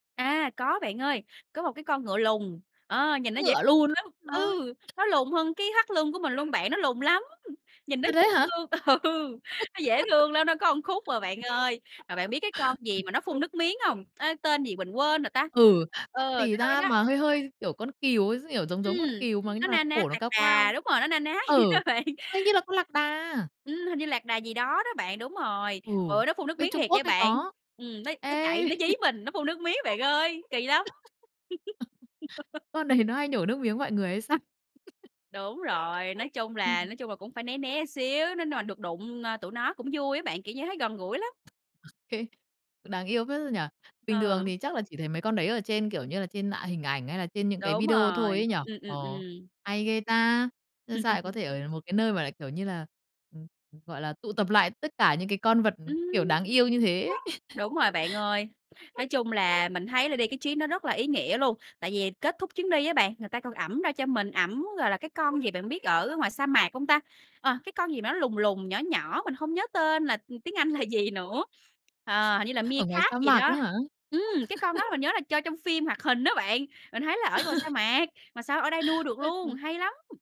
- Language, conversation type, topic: Vietnamese, podcast, Nơi nào khiến bạn cảm thấy gần gũi với thiên nhiên nhất?
- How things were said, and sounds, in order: other background noise; dog barking; laughing while speaking: "ừ"; laugh; unintelligible speech; laughing while speaking: "vậy đó bạn"; chuckle; laugh; laughing while speaking: "sao?"; laugh; "mà" said as "nòa"; chuckle; chuckle; tapping; chuckle; in English: "meerkat"; chuckle; chuckle